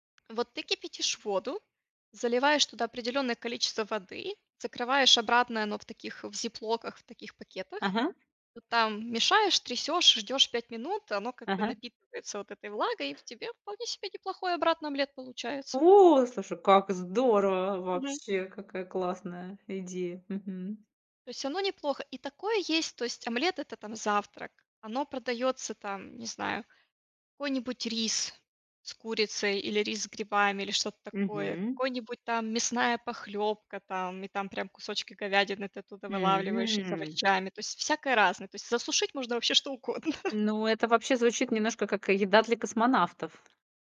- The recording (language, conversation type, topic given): Russian, podcast, Какой поход на природу был твоим любимым и почему?
- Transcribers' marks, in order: tapping; in English: "зиплоках"; drawn out: "О!"; joyful: "О!"; drawn out: "М"; laughing while speaking: "угодно"; chuckle